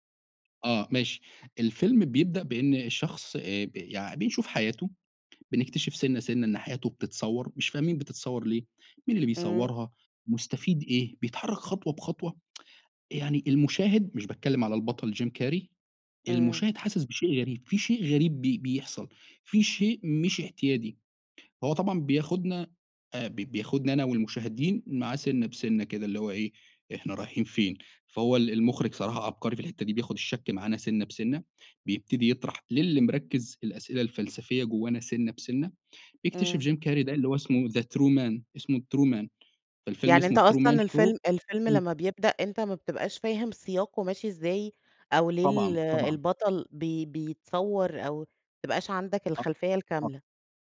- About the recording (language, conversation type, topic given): Arabic, podcast, ما آخر فيلم أثّر فيك وليه؟
- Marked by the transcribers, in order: tsk; in English: "the true man"; in English: "true man"; in English: "true man show"